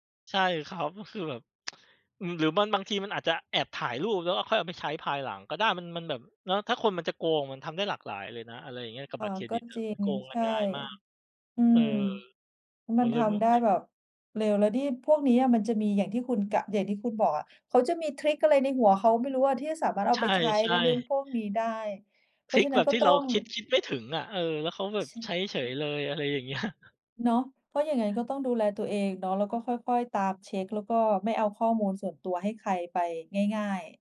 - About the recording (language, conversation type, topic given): Thai, unstructured, ทำไมบางคนถึงรู้สึกว่าบริษัทเทคโนโลยีควบคุมข้อมูลมากเกินไป?
- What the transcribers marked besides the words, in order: tsk; background speech; laughing while speaking: "เงี้ย"